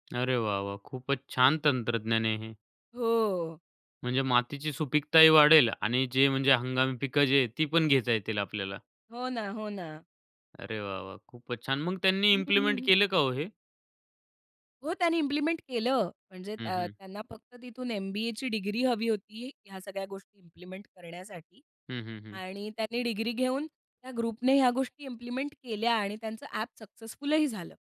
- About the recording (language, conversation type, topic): Marathi, podcast, हंगामी पिकं खाल्ल्याने तुम्हाला कोणते फायदे मिळतात?
- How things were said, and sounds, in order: in English: "इम्प्लिमेंट"; in English: "इम्प्लिमेंट"; in English: "इम्प्लिमेंट"; in English: "इम्प्लिमेंट"; in English: "सक्सेसफुलही"